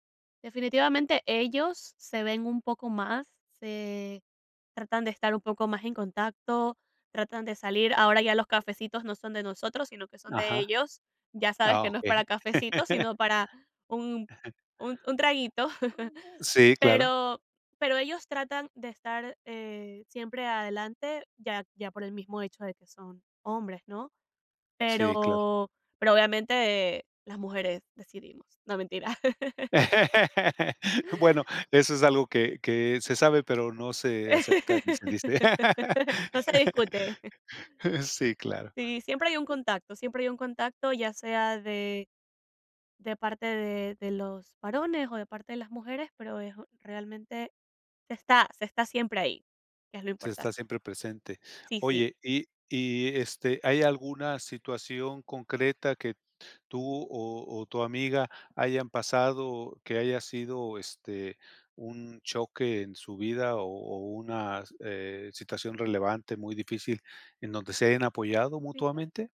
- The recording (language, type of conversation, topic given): Spanish, podcast, ¿Cuál fue una amistad que cambió tu vida?
- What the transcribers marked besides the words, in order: tapping; laugh; chuckle; unintelligible speech; chuckle; laugh; laugh; laugh